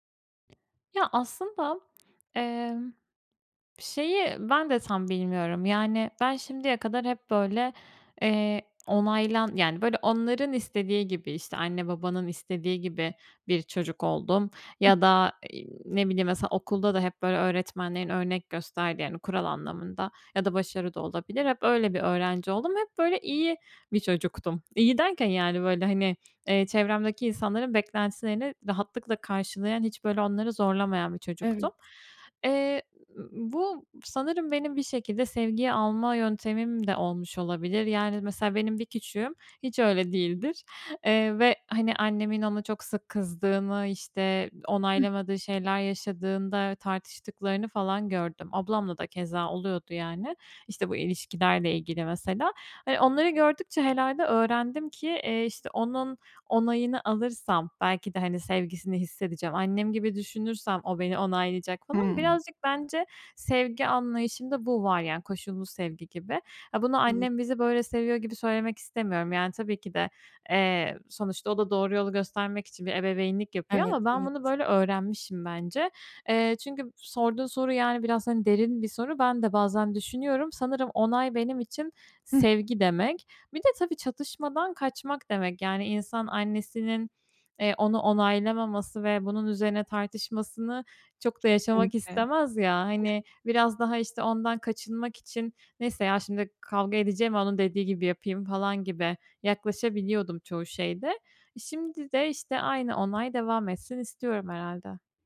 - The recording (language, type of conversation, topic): Turkish, advice, Özgünlüğüm ile başkaları tarafından kabul görme isteğim arasında nasıl denge kurabilirim?
- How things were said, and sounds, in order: other background noise; tapping; unintelligible speech; unintelligible speech